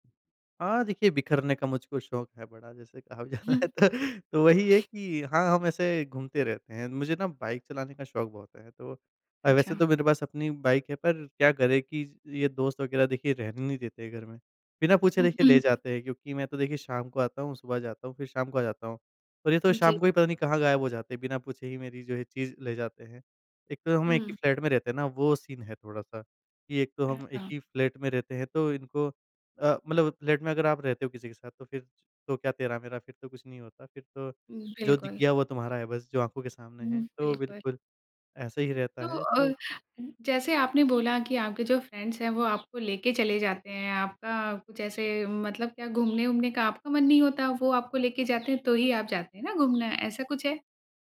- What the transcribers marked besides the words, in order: laughing while speaking: "कहा भी जाता है"; other background noise; in English: "सीन"; in English: "फ्रेंड्स"
- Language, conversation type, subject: Hindi, podcast, फुर्सत में आपको सबसे ज़्यादा क्या करना पसंद है?